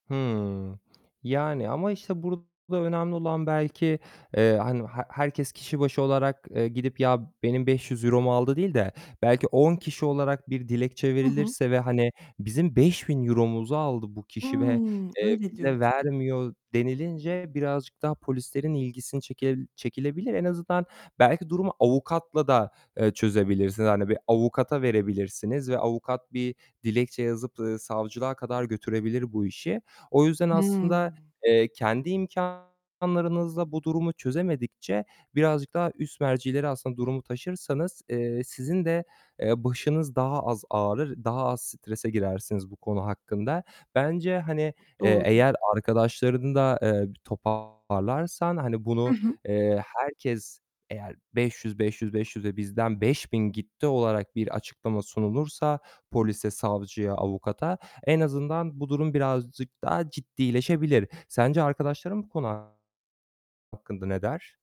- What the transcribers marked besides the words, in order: distorted speech; tapping
- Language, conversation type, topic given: Turkish, advice, Arkadaşıma borç verdiğim parayı geri istemekte neden zorlanıyorum?